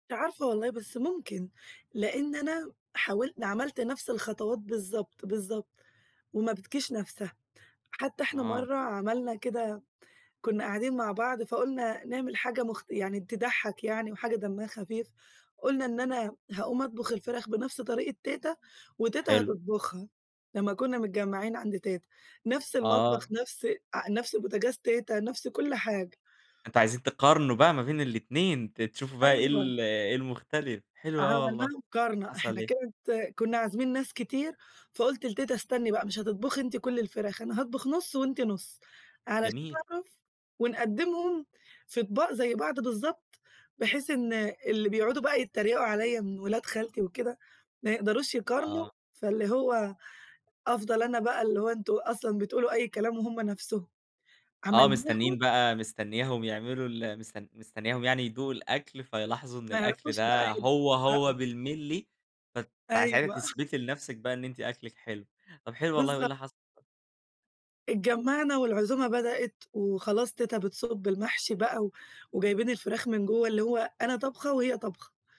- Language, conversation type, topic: Arabic, podcast, إيه الأكلة اللي بتفكّرك بجذورك ومين اللي بيعملها؟
- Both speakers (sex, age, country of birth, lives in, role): female, 20-24, Egypt, Greece, guest; male, 20-24, Egypt, Egypt, host
- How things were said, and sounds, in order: tapping